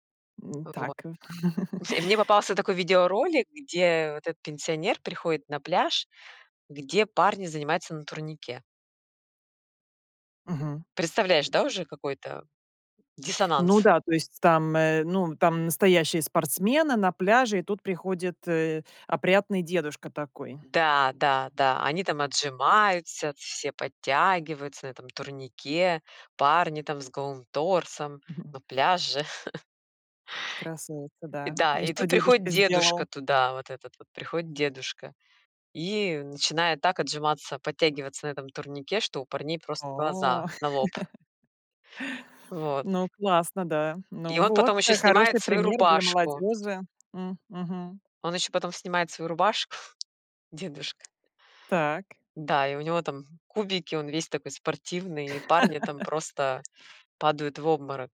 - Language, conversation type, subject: Russian, podcast, Что вы думаете о соцсетях и их влиянии на жизнь?
- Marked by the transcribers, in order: laughing while speaking: "И"; chuckle; tapping; chuckle; chuckle; chuckle